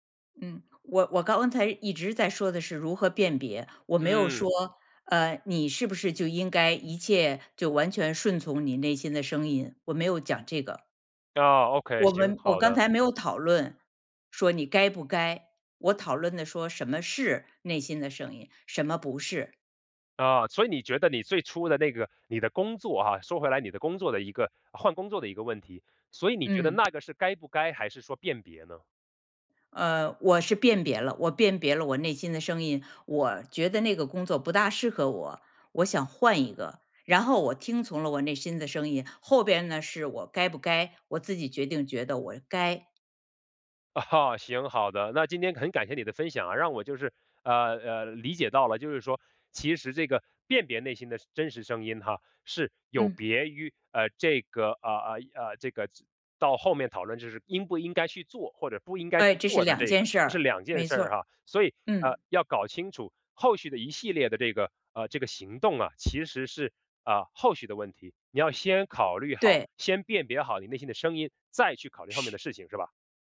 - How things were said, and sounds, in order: in English: "OKAY"; other background noise; laughing while speaking: "啊哈"
- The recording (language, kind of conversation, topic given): Chinese, podcast, 你如何辨别内心的真实声音？